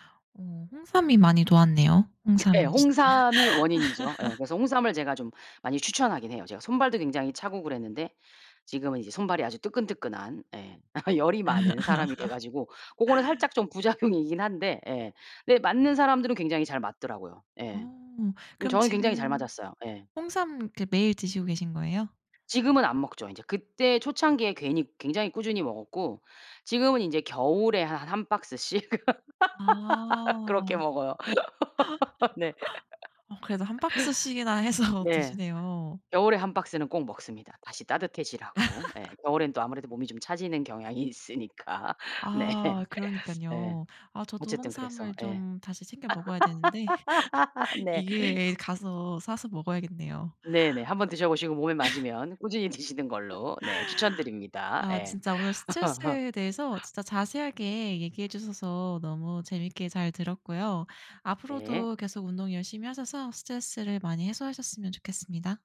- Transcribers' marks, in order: laughing while speaking: "네"; laugh; chuckle; laugh; laughing while speaking: "부작용이긴"; other background noise; laugh; laughing while speaking: "해서"; laugh; tapping; laughing while speaking: "경향이 있으니까. 네"; laugh; laugh; laugh
- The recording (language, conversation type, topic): Korean, podcast, 스트레스를 받을 때 보통 어떻게 해소하시나요?